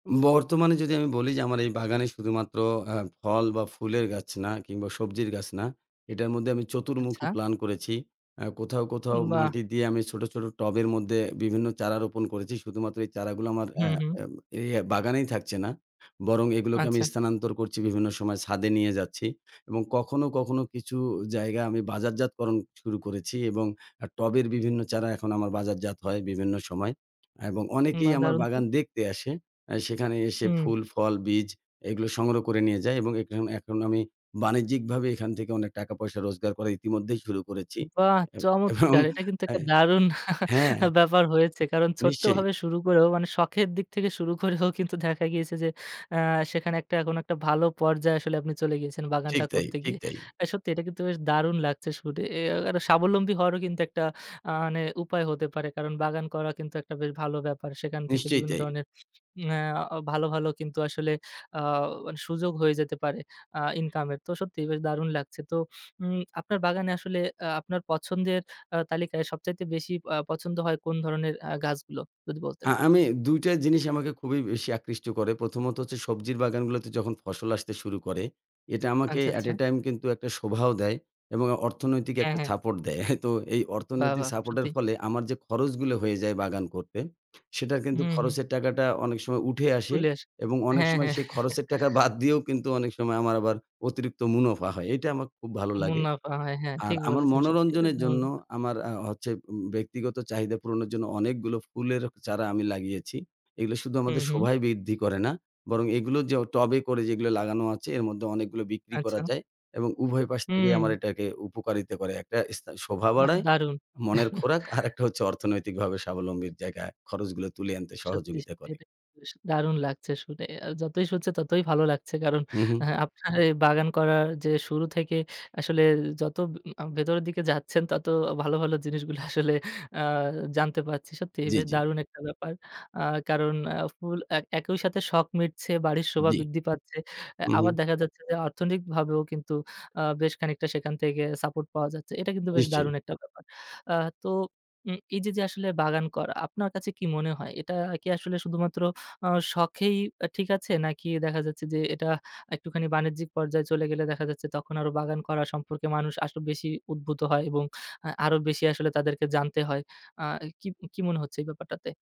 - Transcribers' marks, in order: giggle; chuckle; chuckle; other background noise; scoff; tapping; laughing while speaking: "বাদ দিয়েও"; chuckle; "মুনাফা" said as "মুনফা"; chuckle; laughing while speaking: "অর্থনৈতিকভাবে স্বাবলম্বীর"; chuckle; chuckle
- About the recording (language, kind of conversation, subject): Bengali, podcast, যদি আপনি বাগান করা নতুন করে শুরু করেন, তাহলে কোথা থেকে শুরু করবেন?